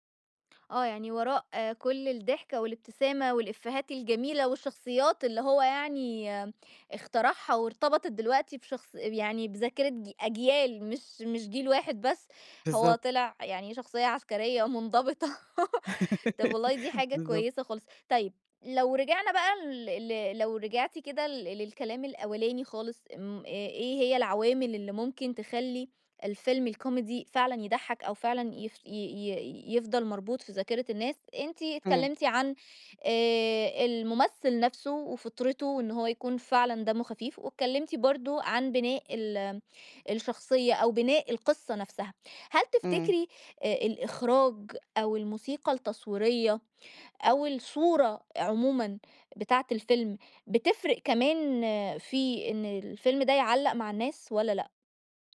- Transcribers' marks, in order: laugh
- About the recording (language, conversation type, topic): Arabic, podcast, إيه اللي بيخلي فيلم كوميدي يضحّكك بجد؟